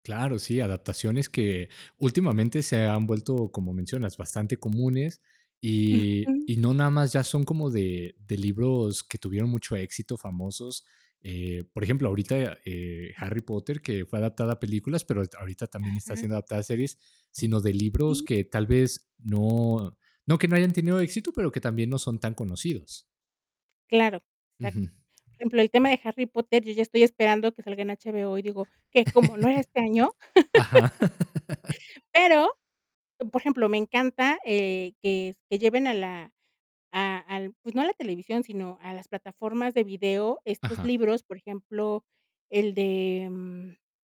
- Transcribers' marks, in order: static; distorted speech; chuckle; laugh
- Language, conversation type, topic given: Spanish, podcast, ¿Qué es lo que más te atrae del cine y las series?
- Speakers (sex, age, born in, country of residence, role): female, 40-44, Mexico, Mexico, guest; male, 30-34, Mexico, Mexico, host